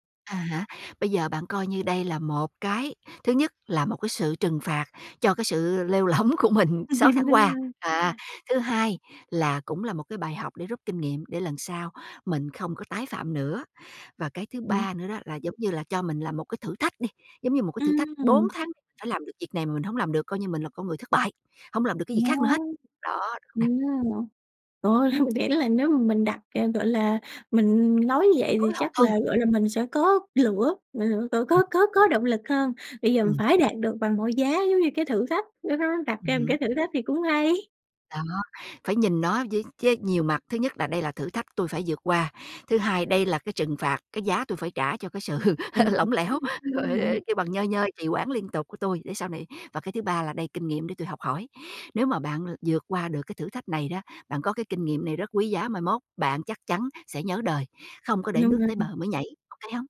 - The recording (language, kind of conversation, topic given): Vietnamese, advice, Vì sao bạn liên tục trì hoãn khiến mục tiêu không tiến triển, và bạn có thể làm gì để thay đổi?
- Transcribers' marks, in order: laughing while speaking: "lổng của mình"; laughing while speaking: "Đúng rồi"; tapping; unintelligible speech; other background noise; laughing while speaking: "sự"; laugh; unintelligible speech; laughing while speaking: "rồi"